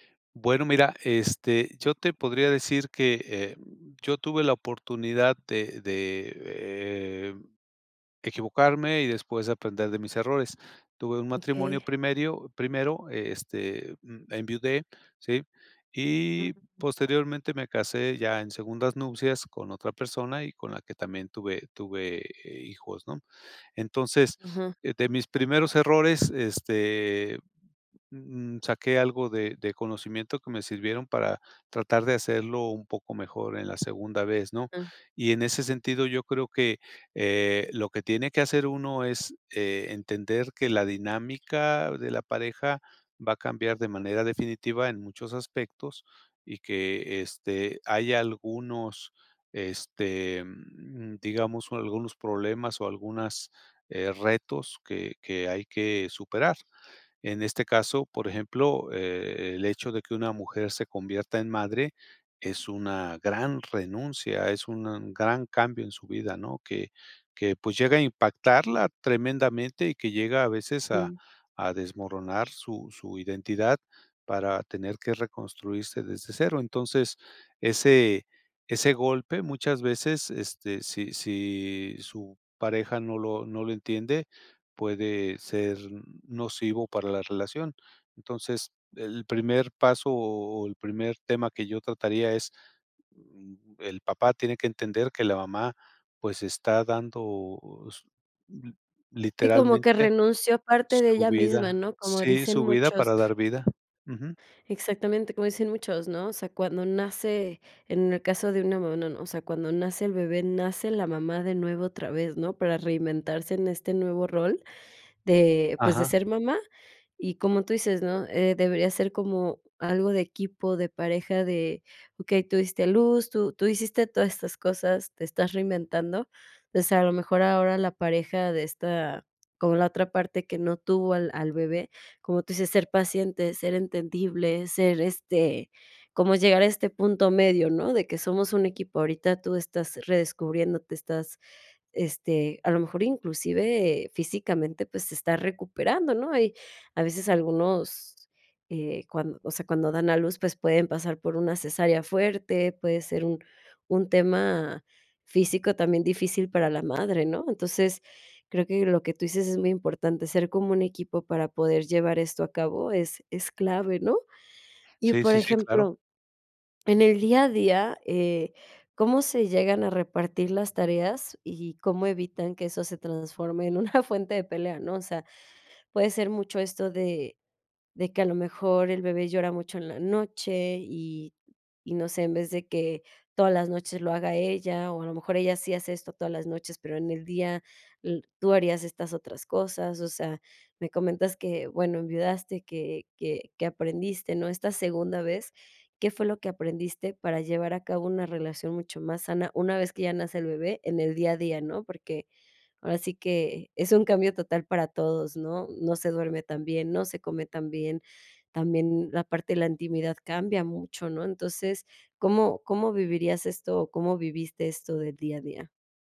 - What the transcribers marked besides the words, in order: other background noise; tapping; laughing while speaking: "una fuente de pelea?"
- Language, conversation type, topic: Spanish, podcast, ¿Qué haces para cuidar la relación de pareja siendo padres?